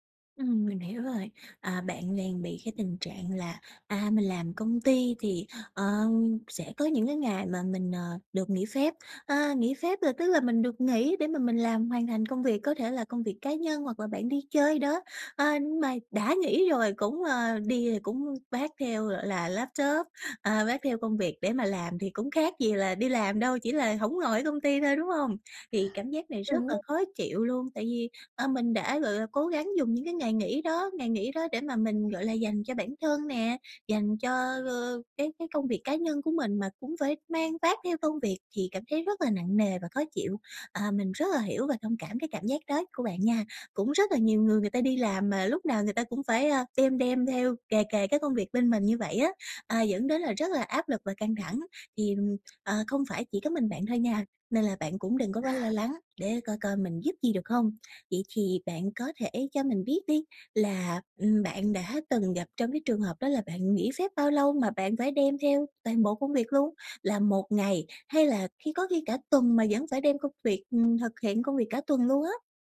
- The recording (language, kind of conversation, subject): Vietnamese, advice, Làm sao để giữ ranh giới công việc khi nghỉ phép?
- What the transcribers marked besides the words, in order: tapping